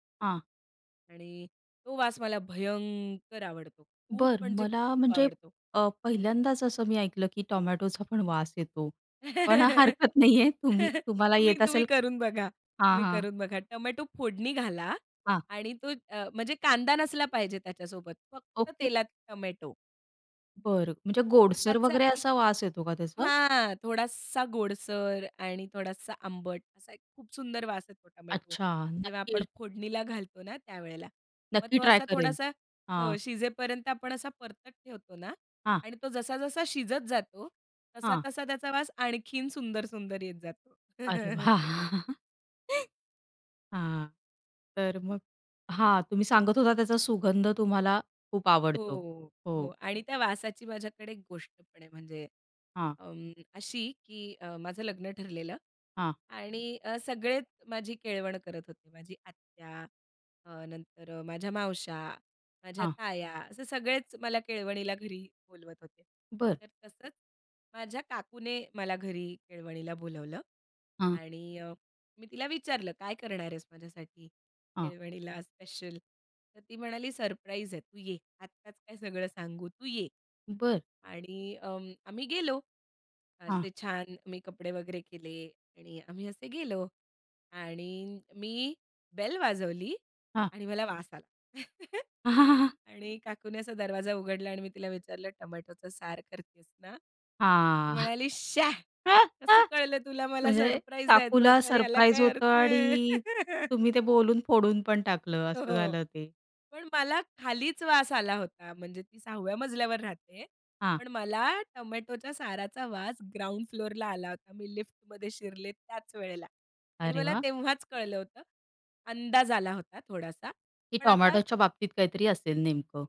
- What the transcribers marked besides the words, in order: tapping; laugh; laughing while speaking: "हरकत नाहीये"; laugh; chuckle; chuckle; drawn out: "हां"; stressed: "श्या"; giggle; laughing while speaking: "याला काय अर्थ आहे?"; laugh; laughing while speaking: "हो"; in English: "ग्राउंड फ्लोरला"
- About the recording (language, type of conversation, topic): Marathi, podcast, घरच्या रेसिपींच्या गंधाचा आणि स्मृतींचा काय संबंध आहे?